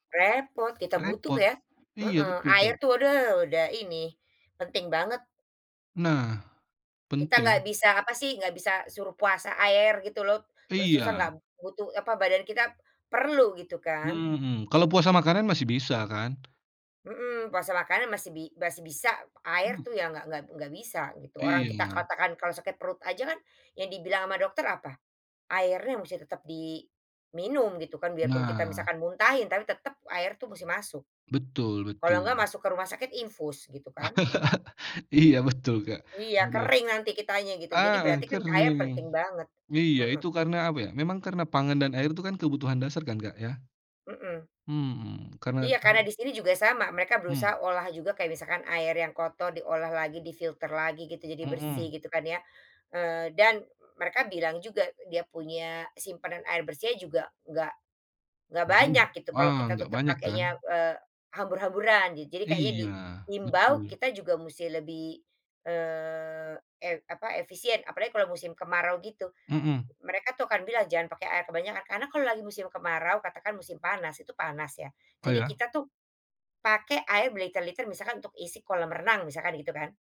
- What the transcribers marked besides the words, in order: tapping; laugh; in English: "di-filter"
- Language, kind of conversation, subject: Indonesian, unstructured, Apa yang membuatmu takut akan masa depan jika kita tidak menjaga alam?